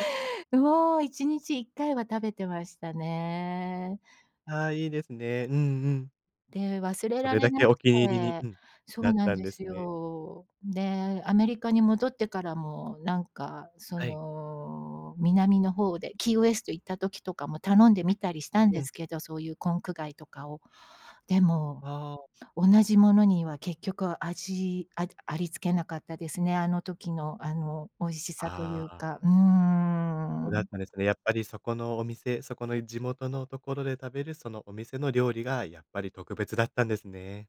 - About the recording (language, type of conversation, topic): Japanese, podcast, 旅行で一番印象に残った体験は何ですか？
- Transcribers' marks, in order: other noise